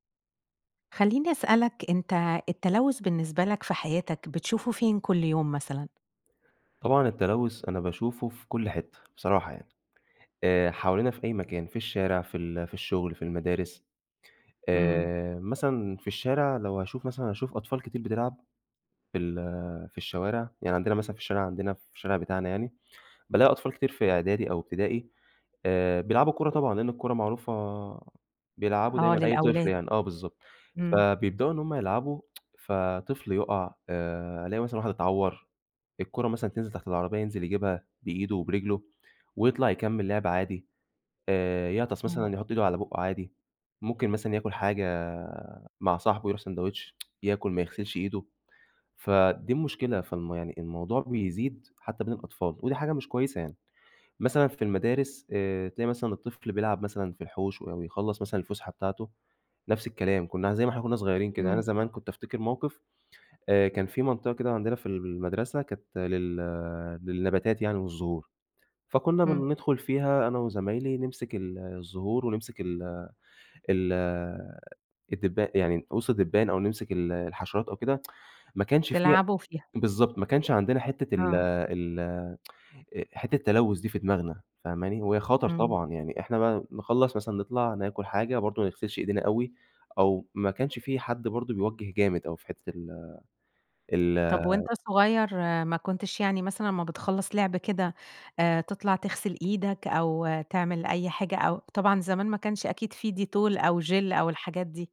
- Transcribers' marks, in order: tsk; tsk; unintelligible speech; tsk; tsk
- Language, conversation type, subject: Arabic, podcast, إزاي التلوث بيأثر على صحتنا كل يوم؟